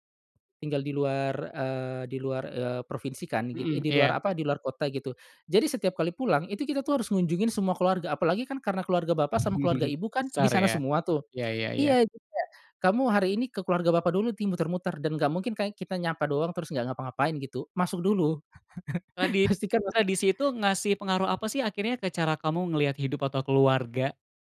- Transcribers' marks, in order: chuckle; laugh; laughing while speaking: "pasti kan mas"
- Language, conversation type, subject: Indonesian, podcast, Tradisi budaya apa yang selalu kamu jaga, dan bagaimana kamu menjalankannya?